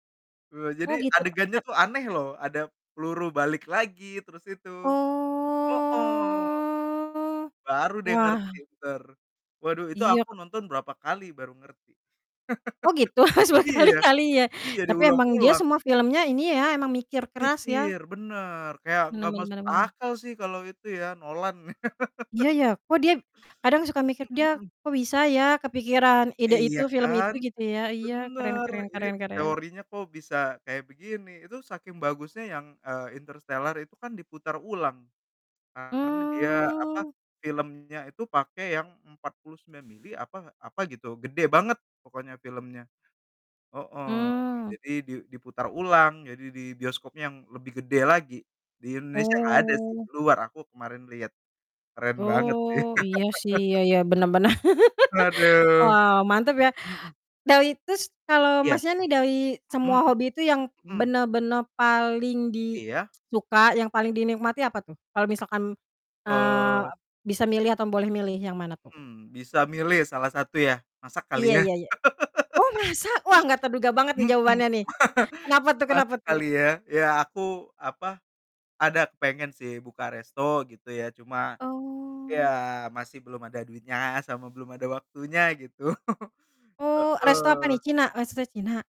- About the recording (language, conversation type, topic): Indonesian, unstructured, Hobi apa yang paling kamu nikmati saat waktu luang?
- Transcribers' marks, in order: distorted speech; drawn out: "Oh"; other background noise; laughing while speaking: "Harus berkali-kali, ya"; chuckle; tapping; laugh; static; drawn out: "Mmm"; drawn out: "Oh"; laugh; tsk; laugh; chuckle